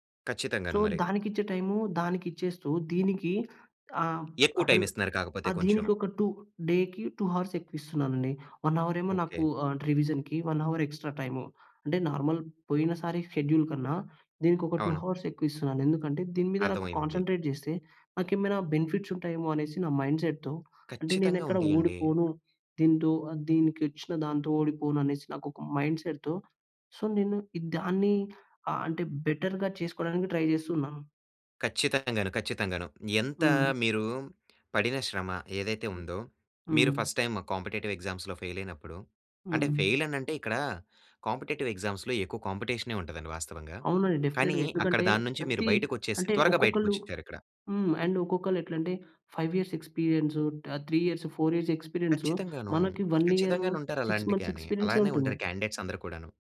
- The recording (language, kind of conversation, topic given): Telugu, podcast, నువ్వు విఫలమైనప్పుడు నీకు నిజంగా ఏం అనిపిస్తుంది?
- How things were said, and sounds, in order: in English: "సో"; in English: "టూ డేకి టూ హవర్స్"; in English: "వన్ అవర్"; in English: "రివిజన్‍కి వన్ అవర్ ఎక్స్‌ట్రా"; in English: "నార్మల్"; in English: "షెడ్యూల్"; in English: "టూ హవర్స్"; in English: "కాన్సంట్రేట్"; in English: "బెనిఫిట్స్"; in English: "మైండ్ సెట్‌తో"; in English: "మైండ్ సెట్‌తో. సో"; in English: "బెటర్‌గా"; in English: "ట్రై"; in English: "ఫస్ట్ టైమ్ కాంపిటేటివ్ ఎగ్జామ్స్‌లో"; other noise; in English: "కాంపిటేటివ్ ఎగ్జామ్స్‌లో"; in English: "డెఫినిట్‌గా"; in English: "ఫైవ్ ఇయర్స్"; in English: "త్రీ ఇయర్స్, ఫౌర్ ఇయర్స్"; in English: "వన్ ఇయర్ సిక్స్ మంత్స్"; in English: "కాంన్డిడేట్స్"